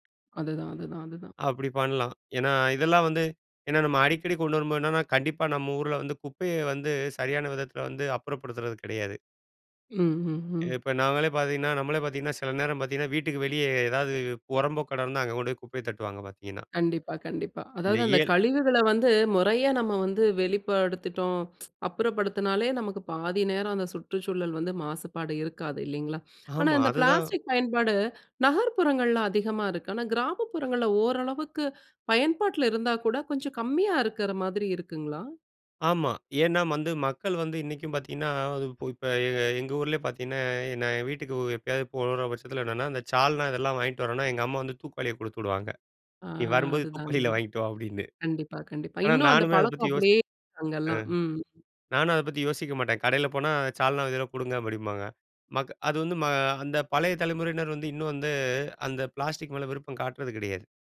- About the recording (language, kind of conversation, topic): Tamil, podcast, பிளாஸ்டிக் பயன்பாட்டைக் குறைக்க நாம் என்ன செய்ய வேண்டும்?
- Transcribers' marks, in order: other noise; "புறம்போக்கு இடம்" said as "உறம்போக்கு இடம்"; tsk; laughing while speaking: "நீ வரும்போது தூக்குவாளில வாங்கிட்டு வா … பத்தி யோசிக்க மாட்டேன்"